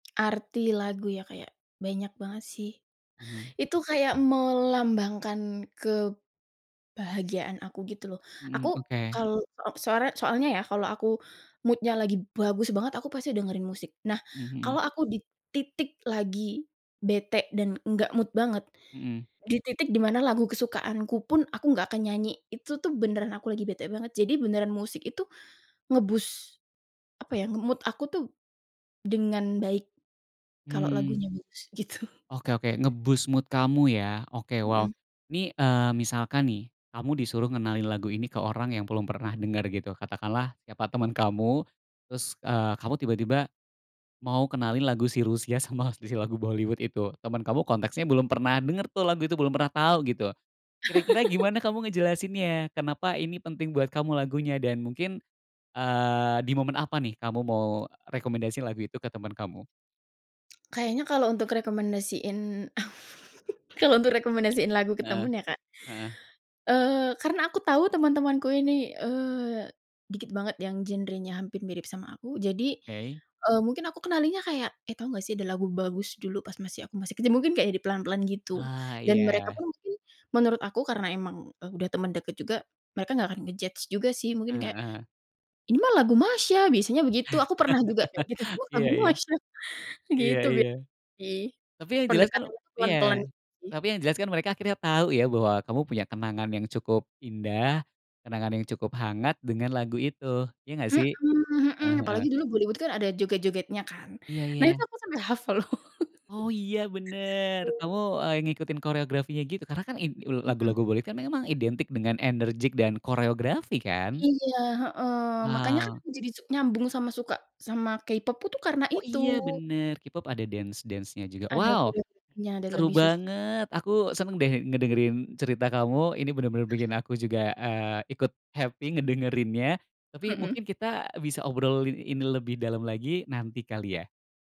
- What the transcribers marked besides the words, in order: other background noise; in English: "mood-nya"; in English: "mood"; in English: "nge-boost"; in English: "nge-mood"; laughing while speaking: "gitu"; in English: "Nge-boost mood"; laughing while speaking: "sama si si lagu"; laugh; laugh; in English: "nge-judge"; laugh; laughing while speaking: "gitu, Uh, lagu Masha"; laughing while speaking: "loh"; laugh; in English: "dance-dance-nya"; in English: "happy"
- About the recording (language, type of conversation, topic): Indonesian, podcast, Lagu apa yang pertama kali membuat kamu merasa benar-benar terhubung dengan musik?